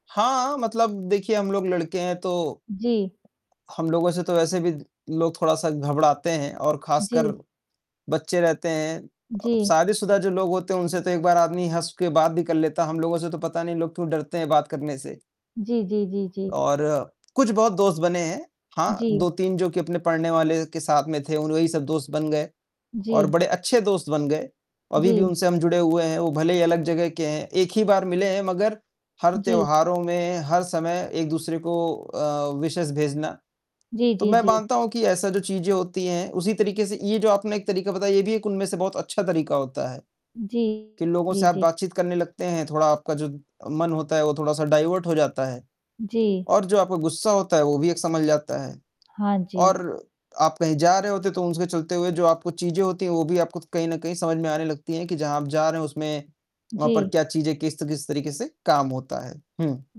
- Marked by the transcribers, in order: distorted speech; in English: "विशेज़"; in English: "डाइवर्ट"; tapping
- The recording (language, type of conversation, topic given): Hindi, unstructured, फ्लाइट या ट्रेन में देरी होने पर आपको सबसे ज़्यादा गुस्सा कब आया?